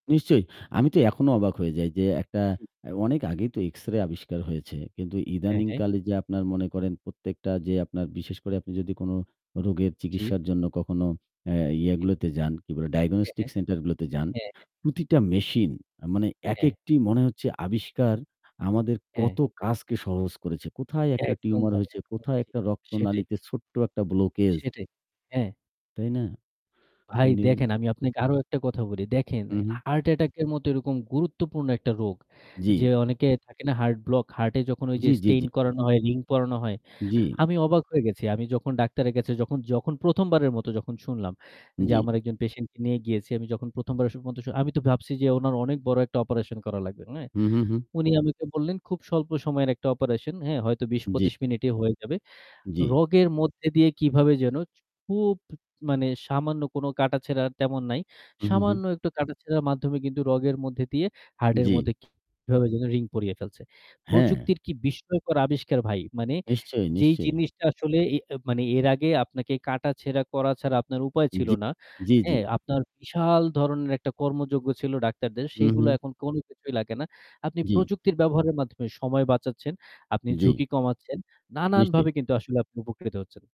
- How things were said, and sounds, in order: static; in English: "blockage"; tapping; in English: "stent"; in English: "patient"; distorted speech; other background noise
- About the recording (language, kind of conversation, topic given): Bengali, unstructured, বিজ্ঞান আমাদের দৈনন্দিন জীবনে কী কী চমকপ্রদ পরিবর্তন এনেছে?